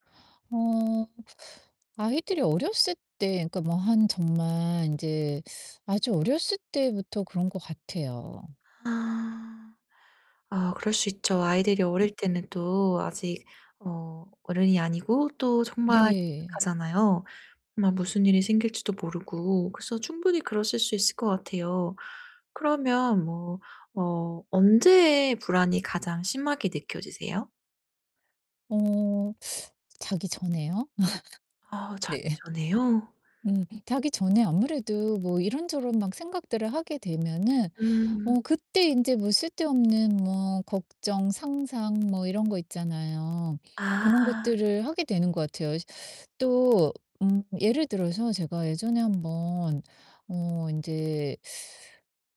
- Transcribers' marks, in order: distorted speech; tapping; unintelligible speech; laugh
- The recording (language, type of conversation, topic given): Korean, advice, 실생활에서 불안을 어떻게 받아들이고 함께 살아갈 수 있을까요?